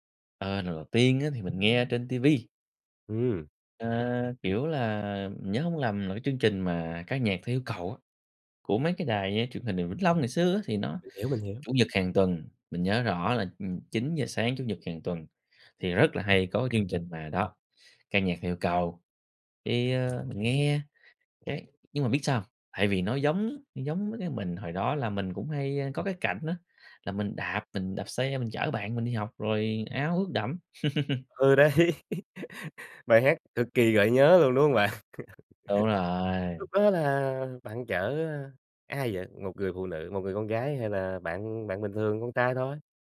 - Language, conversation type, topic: Vietnamese, podcast, Bài hát nào luôn chạm đến trái tim bạn mỗi khi nghe?
- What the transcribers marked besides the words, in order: other background noise; tapping; chuckle; laugh; laugh